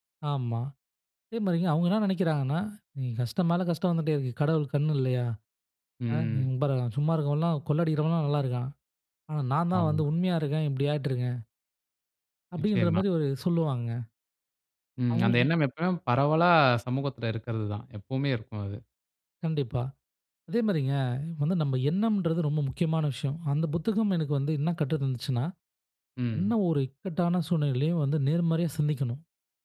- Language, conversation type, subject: Tamil, podcast, கற்றதை நீண்டகாலம் நினைவில் வைத்திருக்க நீங்கள் என்ன செய்கிறீர்கள்?
- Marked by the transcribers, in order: drawn out: "ம்"; horn